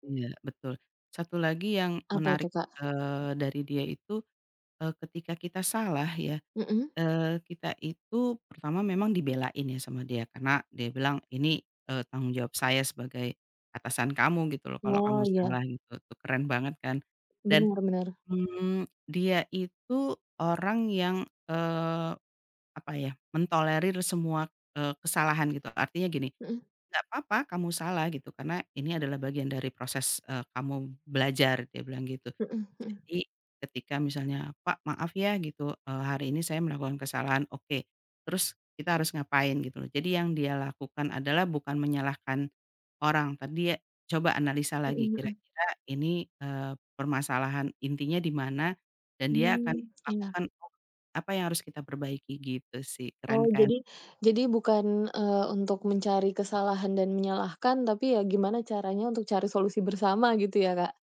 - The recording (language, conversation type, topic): Indonesian, podcast, Cerita tentang bos atau manajer mana yang paling berkesan bagi Anda?
- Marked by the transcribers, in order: other background noise